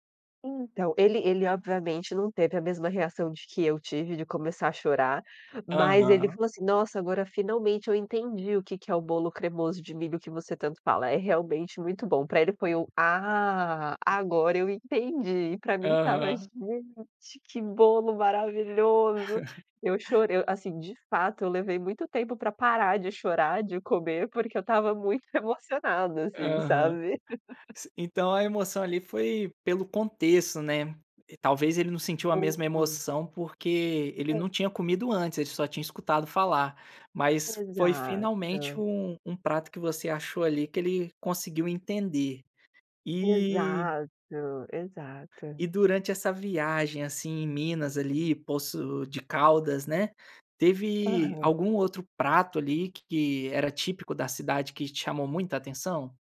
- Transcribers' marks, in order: tapping; laugh; laugh; unintelligible speech; other background noise
- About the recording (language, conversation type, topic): Portuguese, podcast, Qual foi a melhor comida que você já provou e por quê?
- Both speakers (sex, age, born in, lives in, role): female, 30-34, Brazil, Sweden, guest; male, 25-29, Brazil, Spain, host